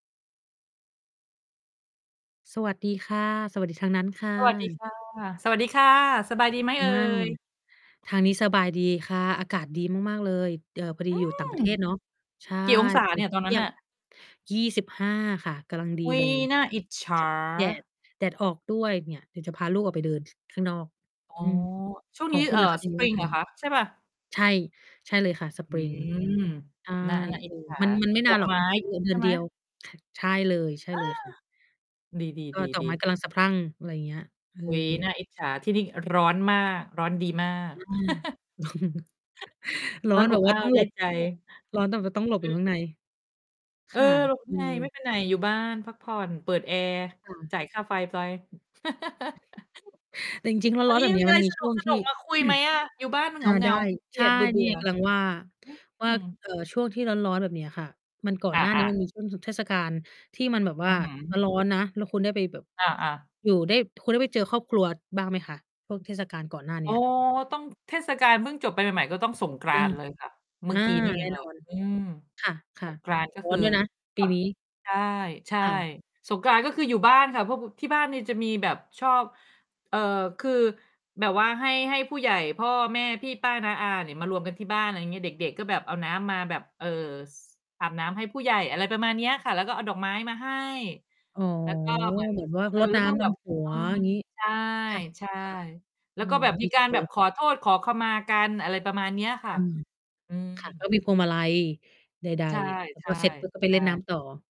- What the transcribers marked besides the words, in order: other background noise; distorted speech; tapping; static; chuckle; unintelligible speech; chuckle; throat clearing
- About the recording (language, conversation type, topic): Thai, unstructured, เทศกาลไหนที่ทำให้คุณรู้สึกอบอุ่นใจมากที่สุด?